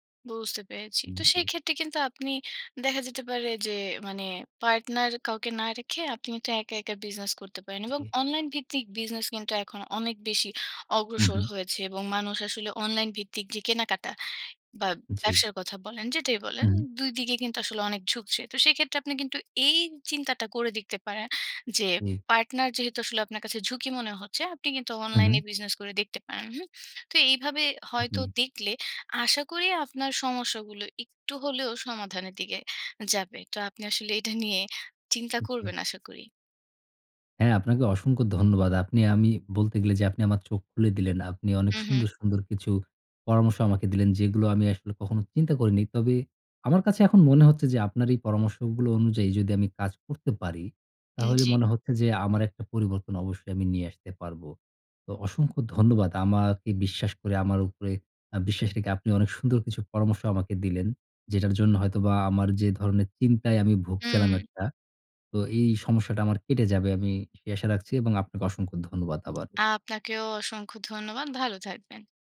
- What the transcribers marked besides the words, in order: "দিকে" said as "দিগে"; laughing while speaking: "আসলে"
- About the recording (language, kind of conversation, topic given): Bengali, advice, রাতে চিন্তায় ভুগে ঘুমাতে না পারার সমস্যাটি আপনি কীভাবে বর্ণনা করবেন?